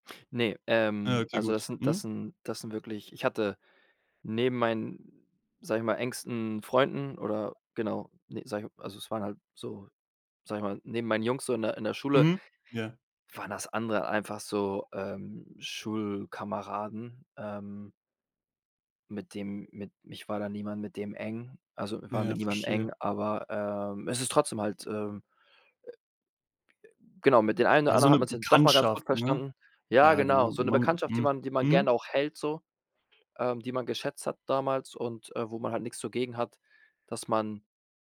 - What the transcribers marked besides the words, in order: other background noise
- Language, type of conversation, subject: German, podcast, Wie wichtig sind dir Online-Freunde im Vergleich zu Freundinnen und Freunden, die du persönlich kennst?